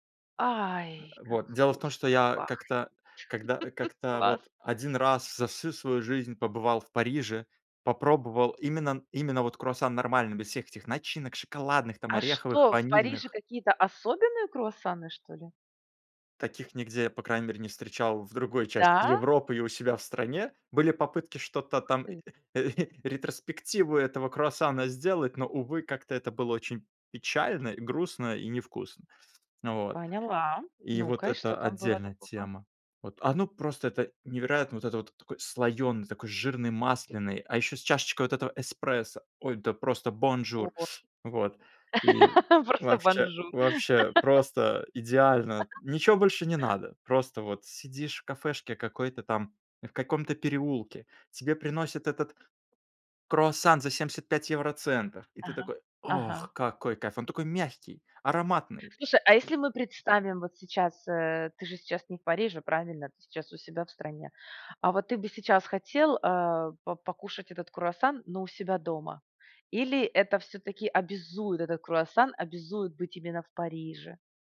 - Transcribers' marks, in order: chuckle; chuckle; laugh; in French: "бонжур"; in French: "бонжур"; laugh; chuckle
- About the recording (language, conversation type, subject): Russian, podcast, Какой запах мгновенно поднимает тебе настроение?